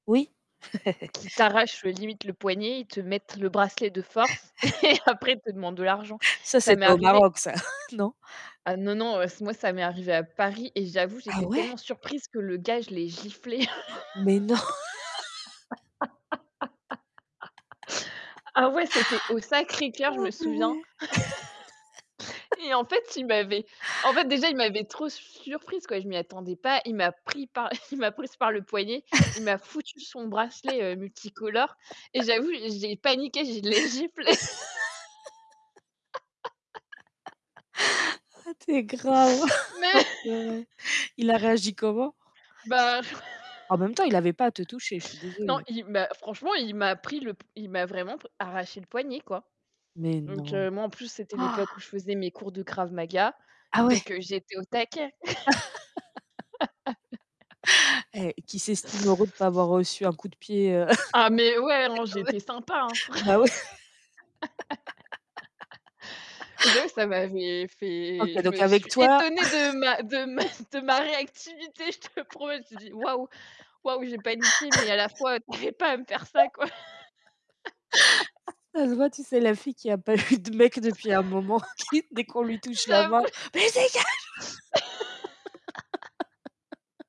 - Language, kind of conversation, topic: French, unstructured, Qu’est-ce qui t’énerve le plus quand tu visites une ville touristique ?
- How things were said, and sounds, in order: other background noise; laugh; chuckle; laughing while speaking: "et"; distorted speech; chuckle; gasp; chuckle; laugh; chuckle; laughing while speaking: "et en fait il m'avait"; laugh; chuckle; laugh; chuckle; laugh; laugh; chuckle; laugh; laughing while speaking: "Mais"; chuckle; static; gasp; laugh; laugh; laughing while speaking: "Fr"; laugh; chuckle; unintelligible speech; laugh; chuckle; laughing while speaking: "de ma réactivité, je te promets je me suis dit"; chuckle; laugh; laughing while speaking: "tu avais pas"; laugh; laugh; laughing while speaking: "eu"; laugh; laughing while speaking: "J'avoue"; laughing while speaking: "qui"; laugh; put-on voice: "Beh, dégage !"; laugh; tapping; laugh